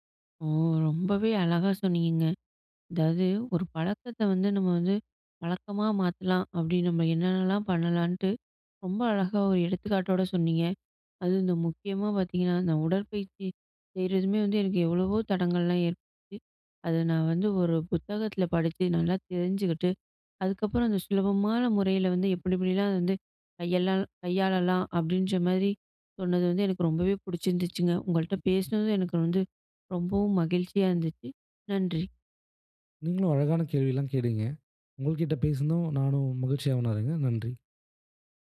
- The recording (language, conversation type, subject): Tamil, podcast, ஒரு பழக்கத்தை உடனே மாற்றலாமா, அல்லது படிப்படியாக மாற்றுவது நல்லதா?
- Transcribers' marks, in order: "பேசினது" said as "பேசினோம்"